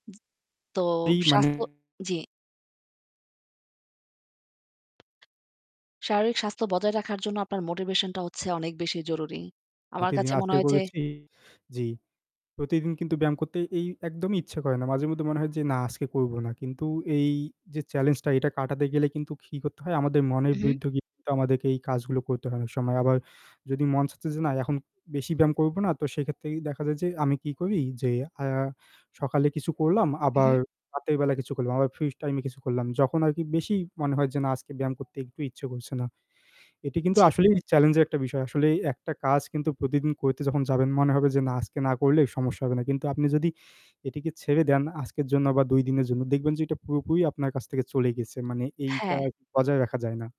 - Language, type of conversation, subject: Bengali, unstructured, আপনি শারীরিক স্বাস্থ্য কীভাবে বজায় রাখেন?
- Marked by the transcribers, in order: distorted speech; static; other background noise